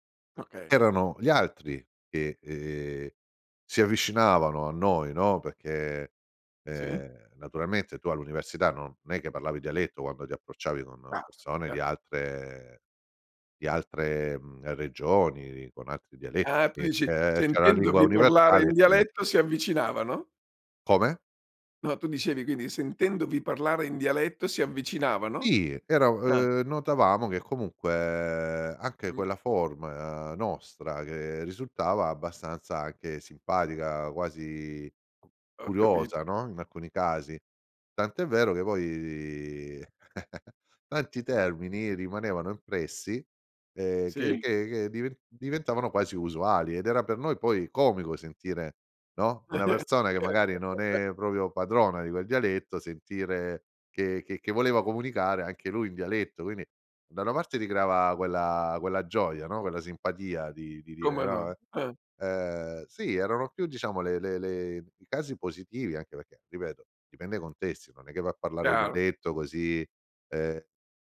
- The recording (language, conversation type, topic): Italian, podcast, Che ruolo ha il dialetto nella tua identità?
- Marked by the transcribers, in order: tapping; "forma" said as "formea"; other background noise; chuckle; "proprio" said as "propio"; laugh